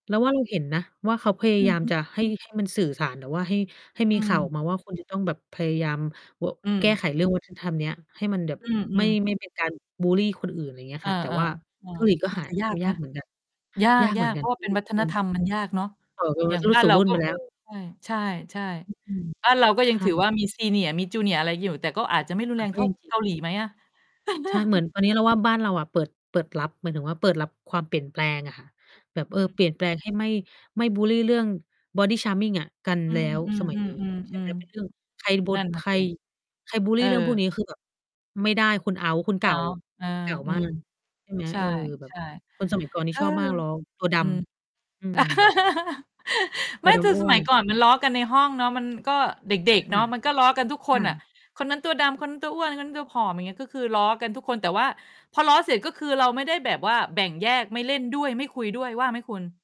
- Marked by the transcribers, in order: distorted speech; other background noise; static; laugh; in English: "body charming"; laugh; mechanical hum
- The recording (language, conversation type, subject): Thai, unstructured, ทำไมเด็กบางคนถึงถูกเพื่อนรังแก?